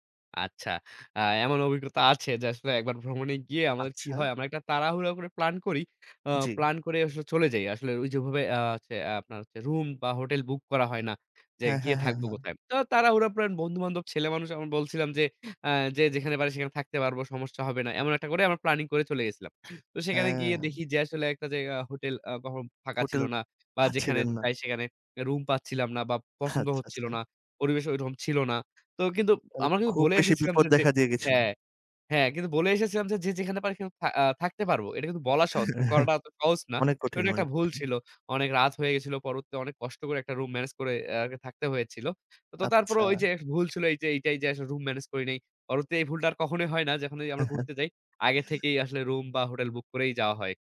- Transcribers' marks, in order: other background noise; "ওরকম" said as "ওইরহম"; laugh
- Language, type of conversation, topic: Bengali, podcast, ভুল করলে নিজেকে আপনি কীভাবে ক্ষমা করেন?